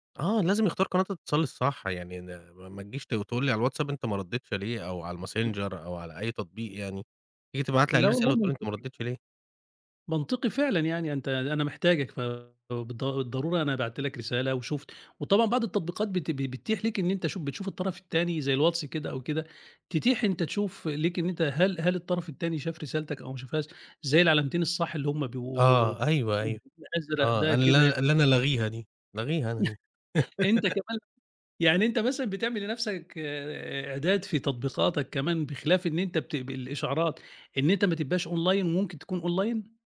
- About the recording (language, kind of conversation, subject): Arabic, podcast, إزاي بتتعامل مع إشعارات التطبيقات اللي بتضايقك؟
- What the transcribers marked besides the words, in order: unintelligible speech; chuckle; tapping; laugh; in English: "أونلاين"; in English: "online?"